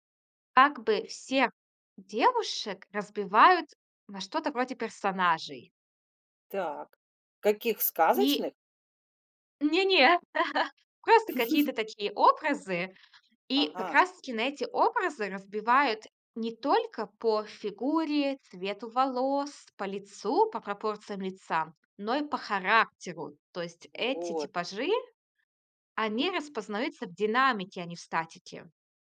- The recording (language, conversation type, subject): Russian, podcast, Как выбирать одежду, чтобы она повышала самооценку?
- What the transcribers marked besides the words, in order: laugh